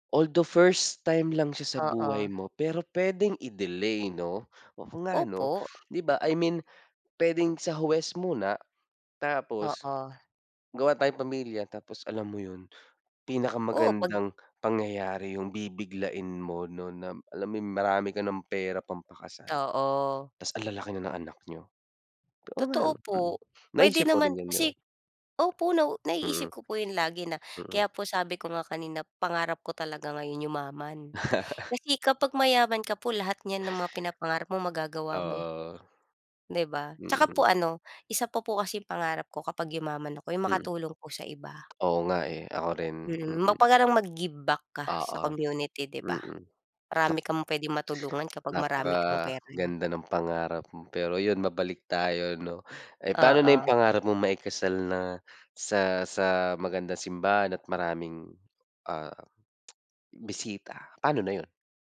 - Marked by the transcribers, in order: other background noise; laugh
- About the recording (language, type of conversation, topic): Filipino, unstructured, Ano ang pinakamahalagang pangarap mo sa buhay?